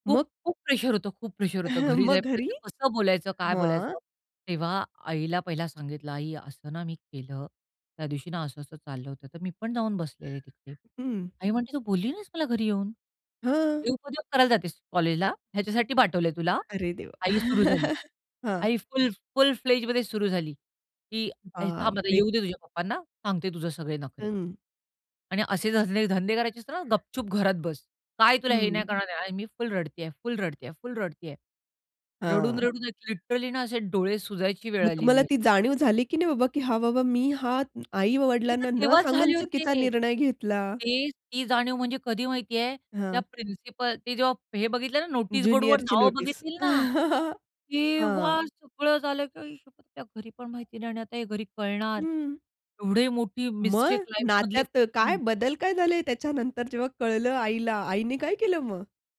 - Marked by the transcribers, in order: chuckle; bird; angry: "हे उपद्व्याप करायला जातेस कॉलेजला? ह्याच्यासाठी पाठवलंय तुला?"; chuckle; other background noise; in English: "फुल-फ्लेजमध्ये"; in English: "लिटरली"; tsk; chuckle; in English: "लाईफमधली"; unintelligible speech; tapping
- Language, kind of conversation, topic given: Marathi, podcast, आई-वडिलांशी न बोलता निर्णय घेतल्यावर काय घडलं?